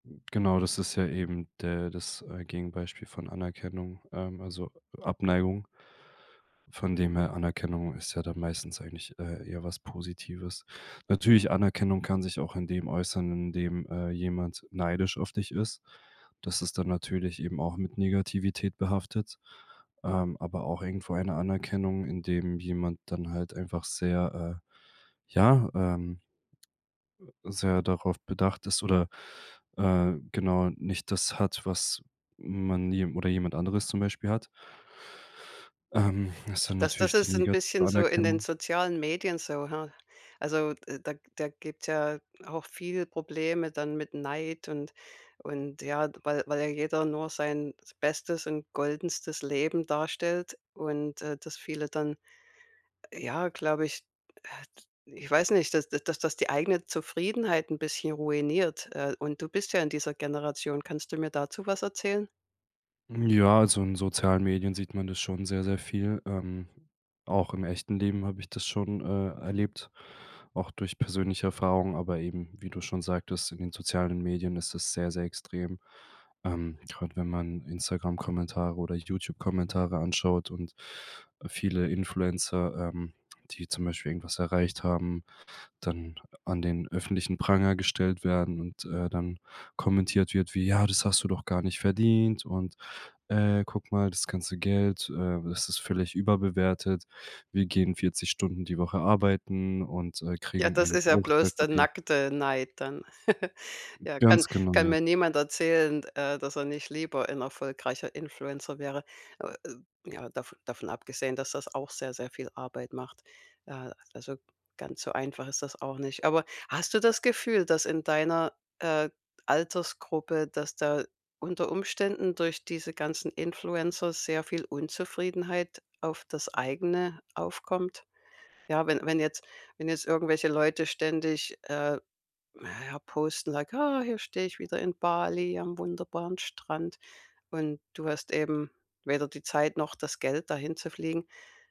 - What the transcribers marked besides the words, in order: other background noise; sigh; giggle; put-on voice: "Ah, hier steh ich wieder in Bali am wunderbaren Strand"
- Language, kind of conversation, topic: German, podcast, Wodurch fühlst du dich erfolgreicher: durch Anerkennung von außen oder durch innere Zufriedenheit?